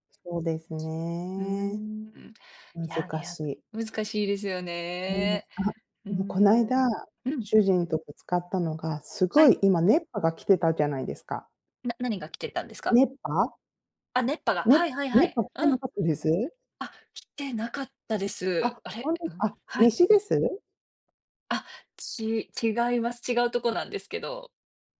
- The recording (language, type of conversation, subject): Japanese, unstructured, 意見がぶつかったとき、どこで妥協するかはどうやって決めますか？
- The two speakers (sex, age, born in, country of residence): female, 40-44, Japan, United States; female, 40-44, Japan, United States
- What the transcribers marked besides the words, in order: none